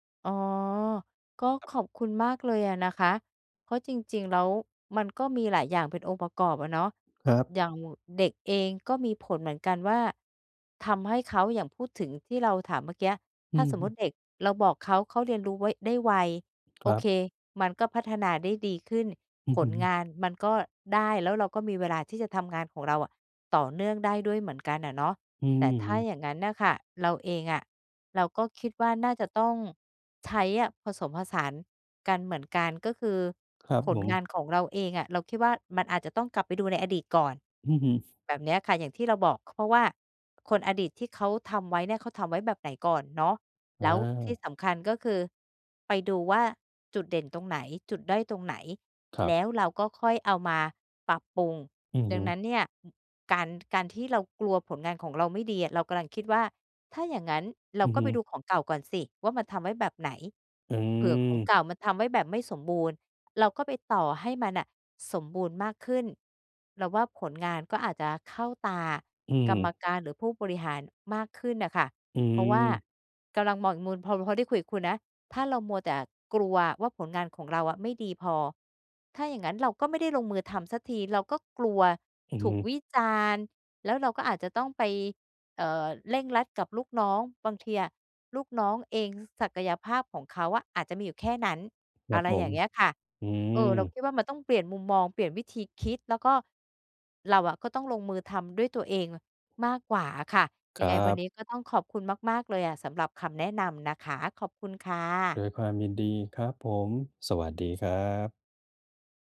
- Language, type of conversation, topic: Thai, advice, จะเริ่มลงมือทำงานอย่างไรเมื่อกลัวว่าผลงานจะไม่ดีพอ?
- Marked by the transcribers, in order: other background noise